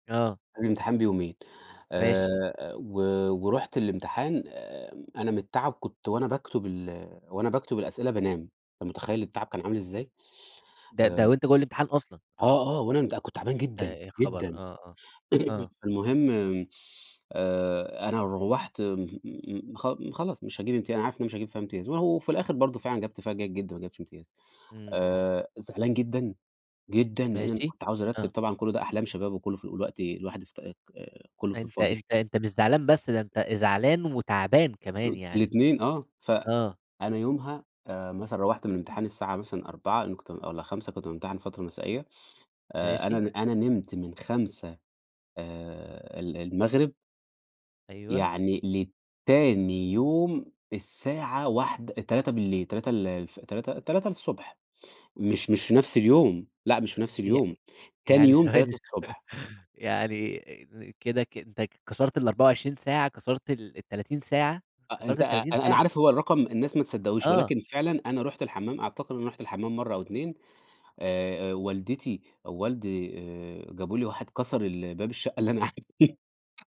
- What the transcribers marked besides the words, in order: throat clearing; chuckle; tapping; unintelligible speech; laughing while speaking: "ثواني ثوا"; laughing while speaking: "قاعد فيها"; laugh
- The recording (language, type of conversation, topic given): Arabic, podcast, إزاي بتلاقي الإلهام لما تكون مُحبط؟